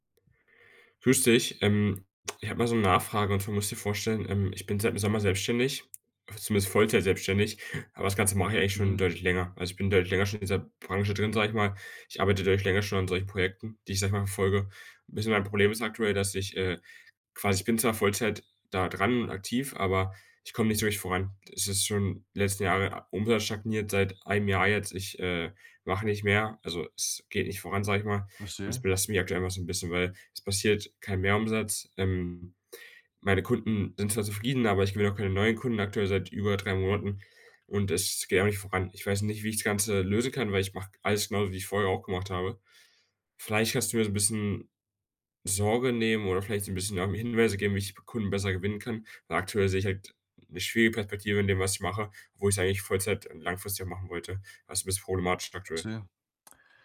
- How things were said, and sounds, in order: other background noise
- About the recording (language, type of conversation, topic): German, advice, Wie kann ich Motivation und Erholung nutzen, um ein Trainingsplateau zu überwinden?